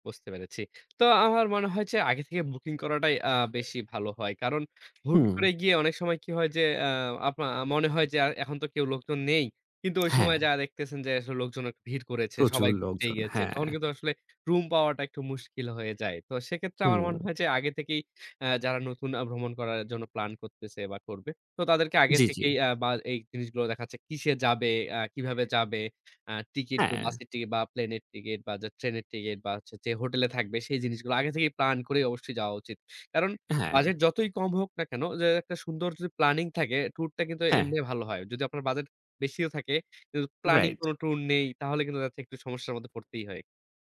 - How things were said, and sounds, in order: dog barking; in English: "Right"
- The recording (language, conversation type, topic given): Bengali, podcast, বাজেট কম থাকলে কীভাবে মজা করে ভ্রমণ করবেন?